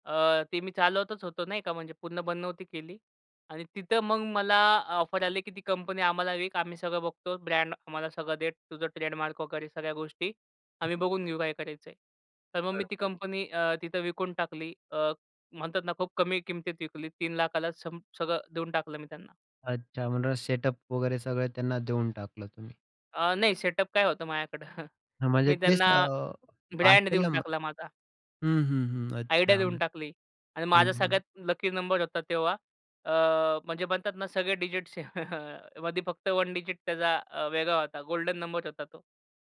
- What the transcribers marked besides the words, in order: in English: "ऑफर"; in English: "ट्रेडमार्क"; in English: "सेटअप"; other background noise; in English: "सेटअप"; chuckle; in English: "आयडिया"; other noise; chuckle; in English: "वन डिजिट"
- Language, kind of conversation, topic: Marathi, podcast, तुम्ही एखादी साधी कल्पना कशी वाढवता?